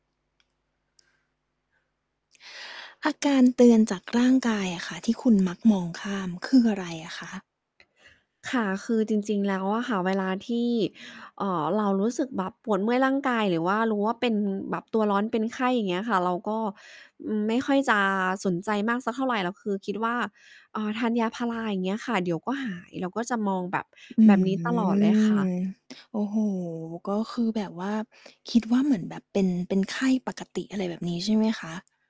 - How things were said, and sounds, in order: distorted speech; tapping; other background noise; drawn out: "อืม"; other noise
- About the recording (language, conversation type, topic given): Thai, podcast, อาการเตือนจากร่างกายที่คนมักมองข้ามมีอะไรบ้าง?